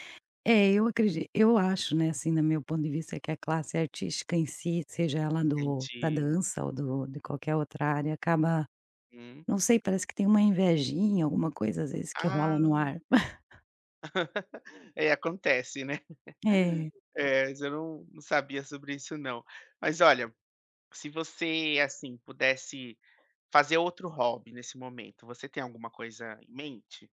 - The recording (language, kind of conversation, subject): Portuguese, podcast, Como você começou a praticar um hobby pelo qual você é apaixonado(a)?
- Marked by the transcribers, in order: tapping; laugh; chuckle